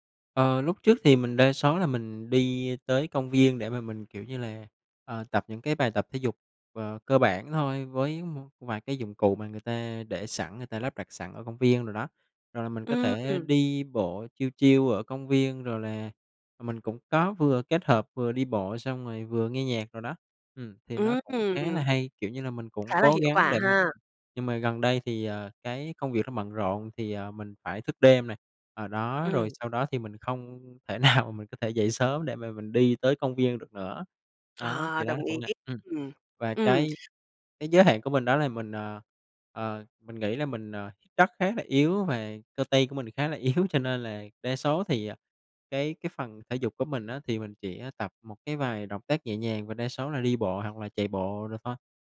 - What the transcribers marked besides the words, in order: tapping; in English: "chill, chill"; laughing while speaking: "nào"; other noise; laughing while speaking: "yếu"
- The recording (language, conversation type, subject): Vietnamese, advice, Làm thế nào để sắp xếp tập thể dục hằng tuần khi bạn quá bận rộn với công việc?